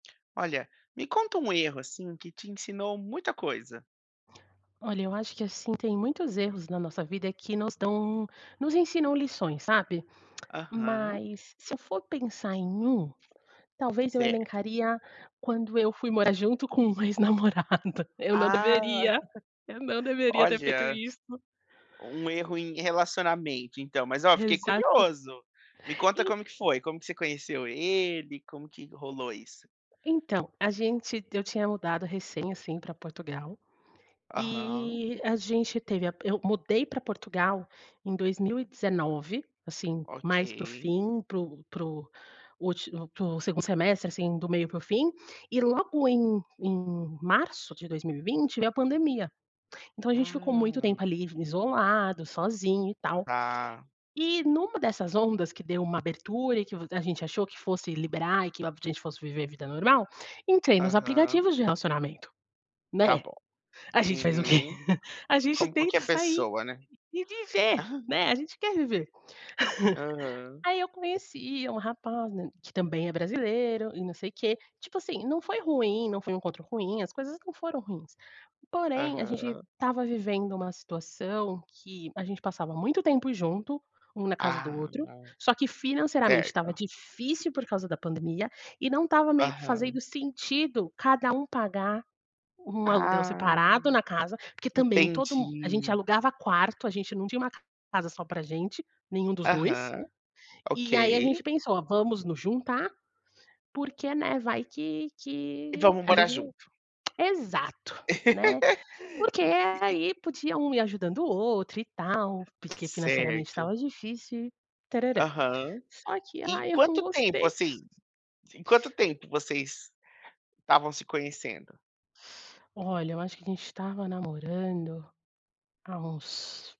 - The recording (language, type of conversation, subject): Portuguese, podcast, Me conta sobre um erro que te ensinou muito?
- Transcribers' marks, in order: tapping; laughing while speaking: "ex-namorado"; giggle; laugh; giggle; laugh; laugh; sad: "eu não gostei"